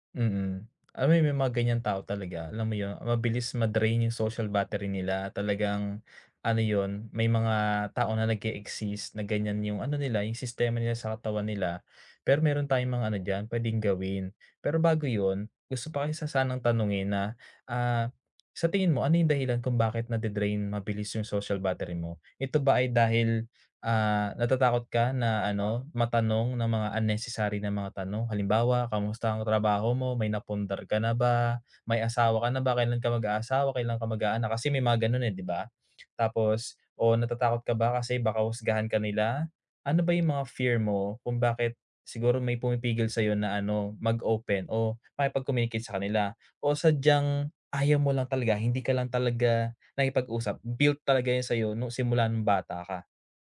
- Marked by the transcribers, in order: "kita" said as "kisa"
- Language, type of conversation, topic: Filipino, advice, Paano ako makikisalamuha sa mga handaan nang hindi masyadong naiilang o kinakabahan?